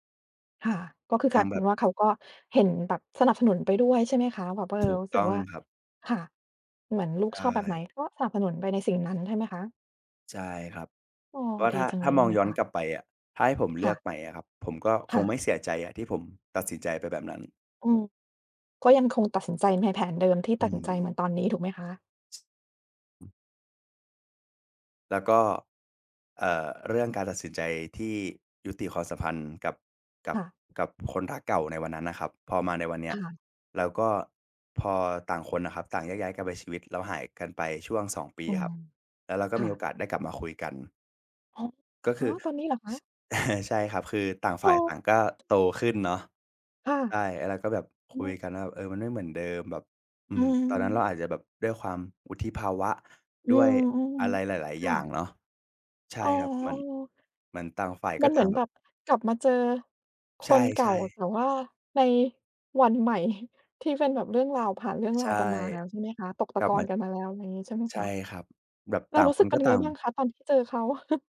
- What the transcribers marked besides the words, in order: tapping; chuckle; chuckle; chuckle
- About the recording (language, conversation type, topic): Thai, podcast, คุณเคยต้องตัดสินใจเรื่องที่ยากมากอย่างไร และได้เรียนรู้อะไรจากมันบ้าง?